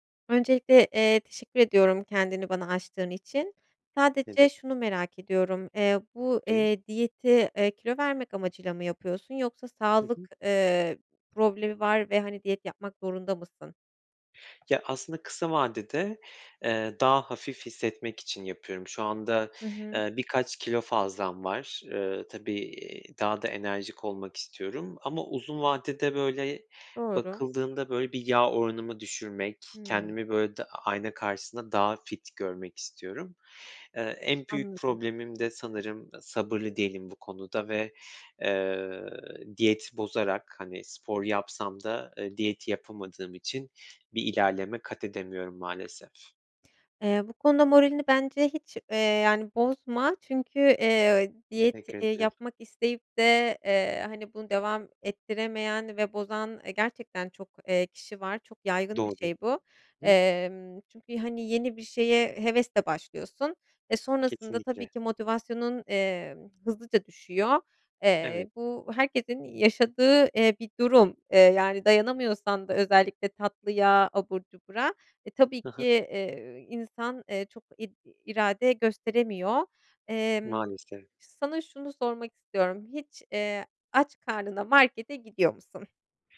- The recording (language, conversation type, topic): Turkish, advice, Diyete başlayıp motivasyonumu kısa sürede kaybetmemi nasıl önleyebilirim?
- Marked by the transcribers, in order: unintelligible speech; other background noise